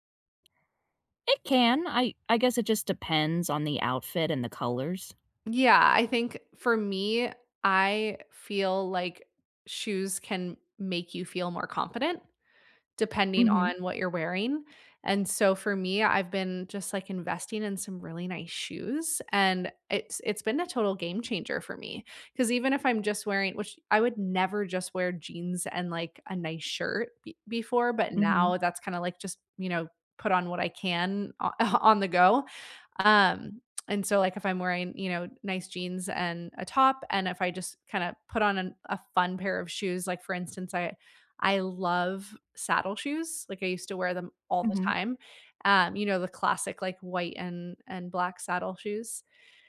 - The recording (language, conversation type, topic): English, unstructured, What part of your style feels most like you right now, and why does it resonate with you?
- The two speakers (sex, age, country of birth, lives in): female, 25-29, United States, United States; female, 35-39, United States, United States
- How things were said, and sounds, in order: tapping; chuckle